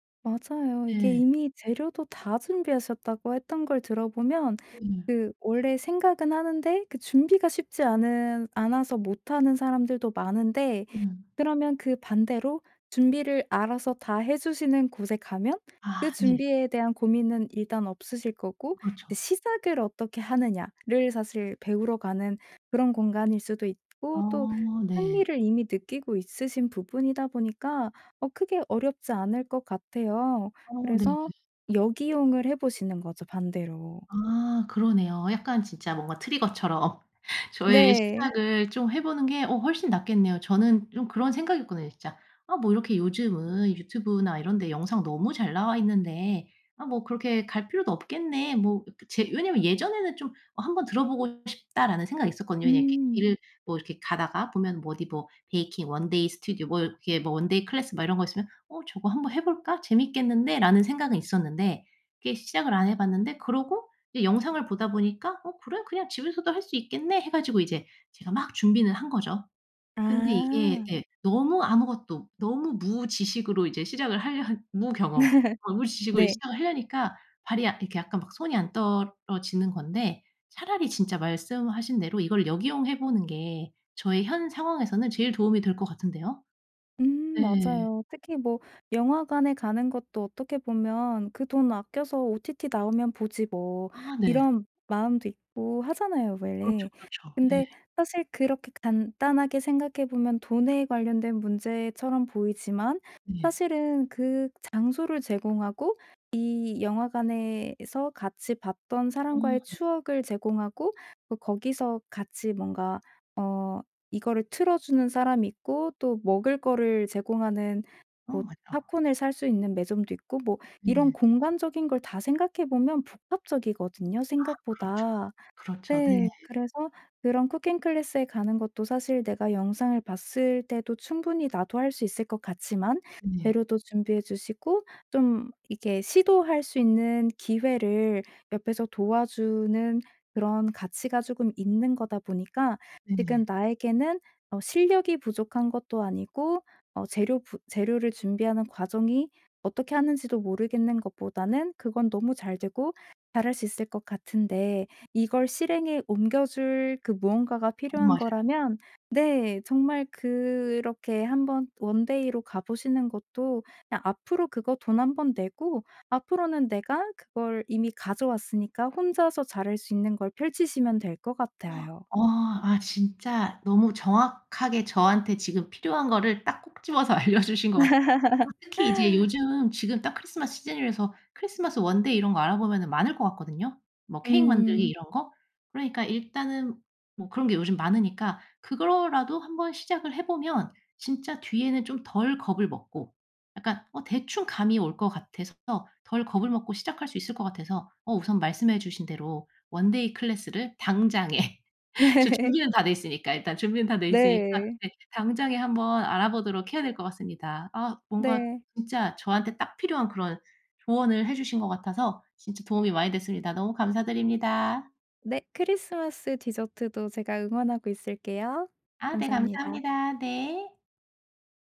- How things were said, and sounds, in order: tapping; laughing while speaking: "트리거처럼"; other background noise; in English: "원데이"; in English: "원데이"; laugh; laughing while speaking: "시작을 하려"; in English: "원데이"; gasp; laughing while speaking: "알려주신 것 같아요"; laugh; in English: "원데이"; in English: "원데이"; laughing while speaking: "당장에"; laugh
- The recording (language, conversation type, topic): Korean, advice, 왜 일을 시작하는 것을 계속 미루고 회피하게 될까요, 어떻게 도움을 받을 수 있을까요?